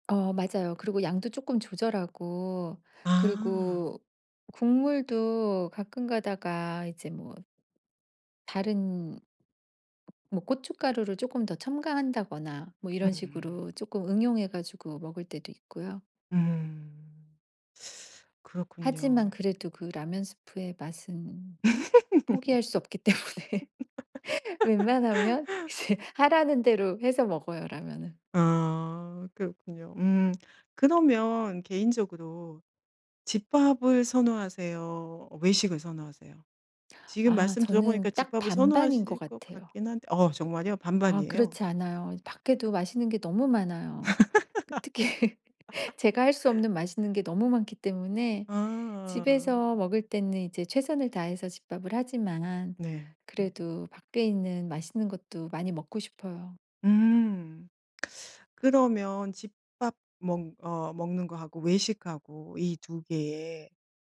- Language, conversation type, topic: Korean, podcast, 평소 즐겨 먹는 집밥 메뉴는 뭐가 있나요?
- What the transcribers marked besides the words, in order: other background noise; teeth sucking; laugh; laughing while speaking: "때문에"; laugh; laughing while speaking: "이제"; laugh; laughing while speaking: "특히"; laugh; teeth sucking